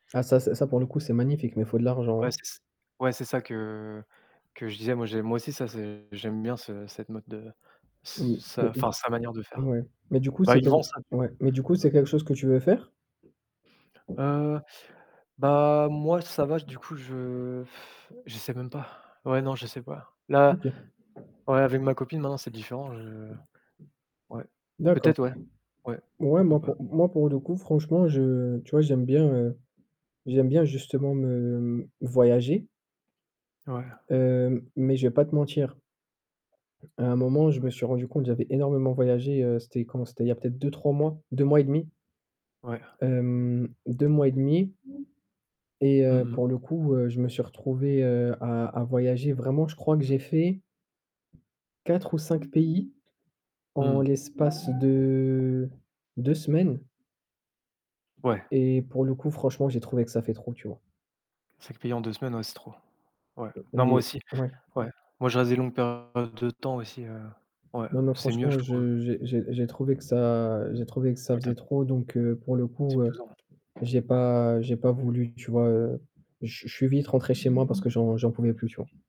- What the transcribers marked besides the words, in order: static; tapping; distorted speech; blowing; other background noise
- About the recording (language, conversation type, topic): French, unstructured, Comment décidez-vous quels gadgets technologiques acheter ?
- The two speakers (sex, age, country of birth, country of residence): male, 30-34, France, France; male, 30-34, France, France